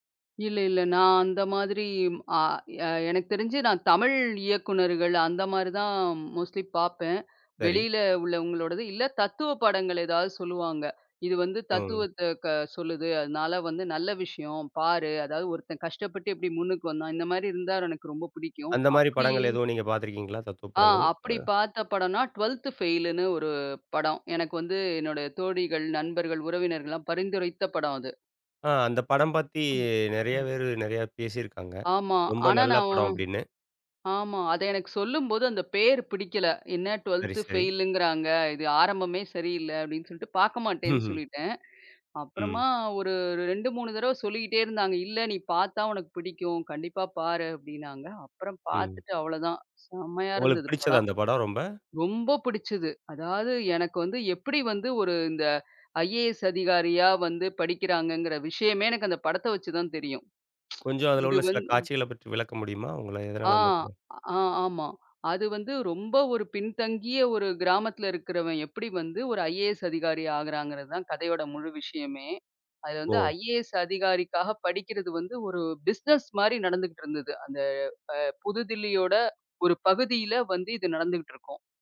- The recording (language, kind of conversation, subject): Tamil, podcast, மறுபடியும் பார்க்கத் தூண்டும் திரைப்படங்களில் பொதுவாக என்ன அம்சங்கள் இருக்கும்?
- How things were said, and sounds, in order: in English: "மோஸ்ட்லி"; in English: "டுவெல்த் ஃபெயிலுன்னு"; tapping; other noise; in English: "டுவெல்த் ஃபெயிலுங்கிறாங்க"; chuckle; in English: "ஐஏஎஸ்"; tsk; in English: "ஐஏஎஸ்"; in English: "ஐஏஎஸ்"; in English: "பிசினஸ்"